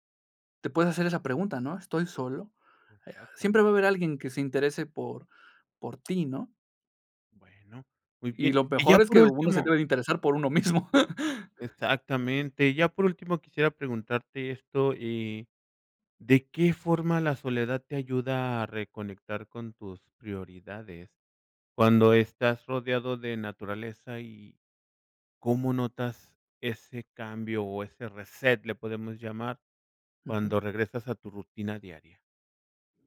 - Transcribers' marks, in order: laughing while speaking: "mismo"; in English: "reset"
- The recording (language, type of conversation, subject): Spanish, podcast, ¿De qué manera la soledad en la naturaleza te inspira?